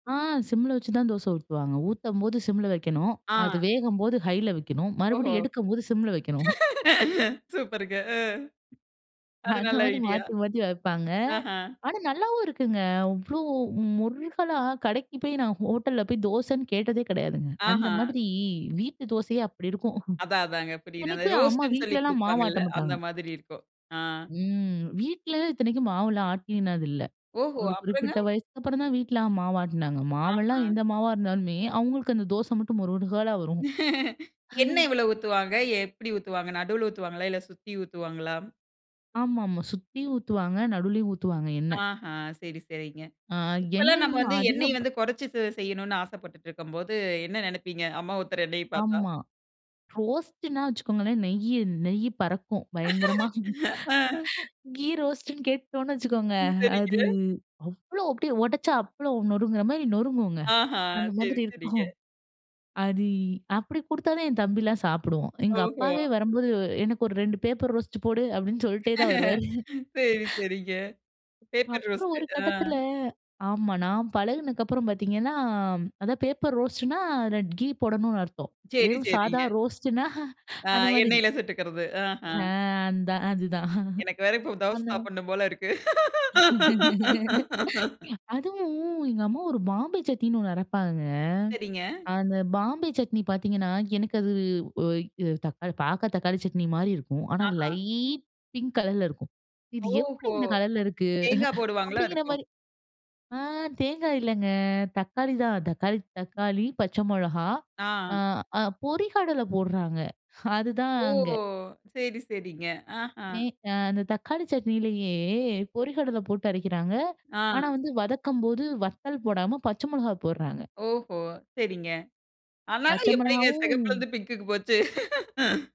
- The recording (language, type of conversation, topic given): Tamil, podcast, அம்மாவின் சமையல் ரகசியங்களைப் பகிரலாமா?
- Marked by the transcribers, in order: other background noise; laugh; snort; other noise; snort; laugh; chuckle; laugh; in English: "கீ ரோஸ்ட்னு"; laughing while speaking: "அந்த மாதிரி இருக்கும்"; laugh; chuckle; in English: "பேப்பர் ரோஸ்ட்னா"; chuckle; chuckle; laugh; drawn out: "லைட்"; in English: "பிங்க் கலர்ல"; drawn out: "ஓ!"; laugh